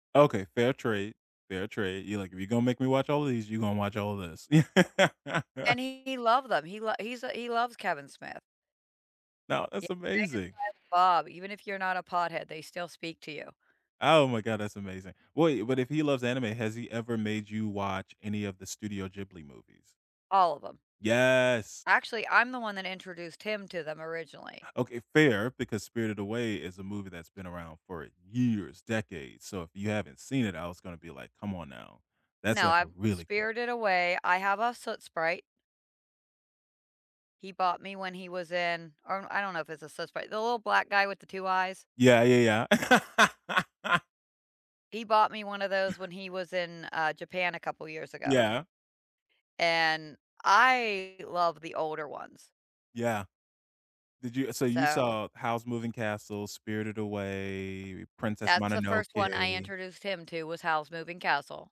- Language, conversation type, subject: English, unstructured, How do you decide what to watch next in a way that makes it a fun, shared decision?
- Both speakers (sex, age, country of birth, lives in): female, 45-49, United States, United States; male, 35-39, United States, United States
- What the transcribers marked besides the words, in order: laugh; tapping; stressed: "years"; laugh